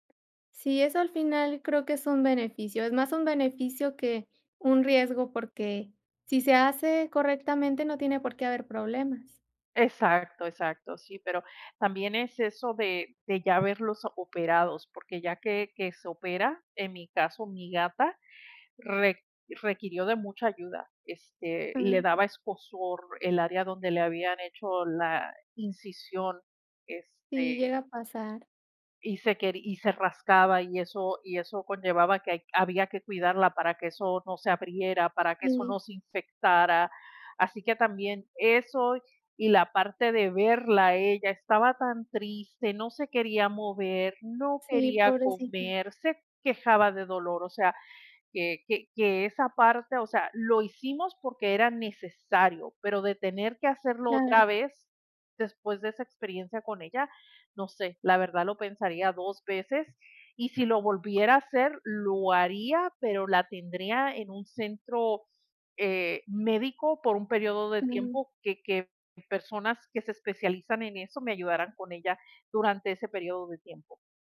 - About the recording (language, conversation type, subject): Spanish, unstructured, ¿Debería ser obligatorio esterilizar a los perros y gatos?
- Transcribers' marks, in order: other background noise